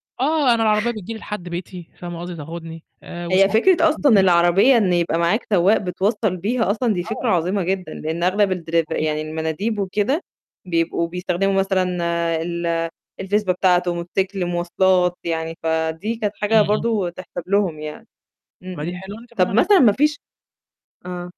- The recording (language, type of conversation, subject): Arabic, podcast, إيه خطتك لو بطارية موبايلك خلصت وإنت تايه؟
- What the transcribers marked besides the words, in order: distorted speech; unintelligible speech; static